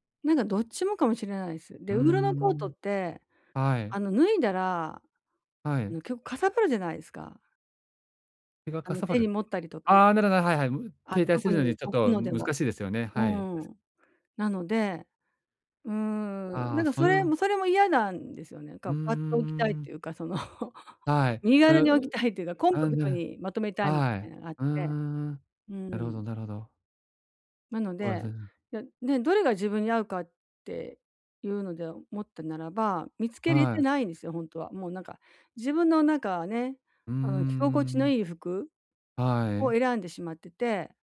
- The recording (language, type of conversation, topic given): Japanese, advice, どうすれば自分に似合う服を見つけられますか？
- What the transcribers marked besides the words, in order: chuckle